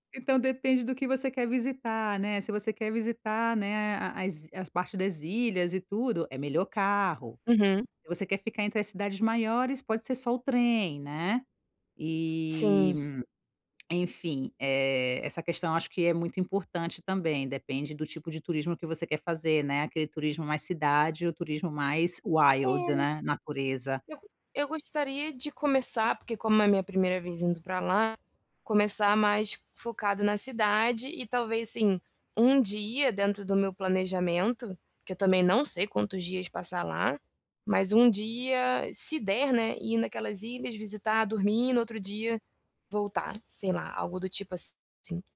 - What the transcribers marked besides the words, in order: none
- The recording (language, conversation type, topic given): Portuguese, advice, Como posso organizar melhor a logística das minhas férias e deslocamentos?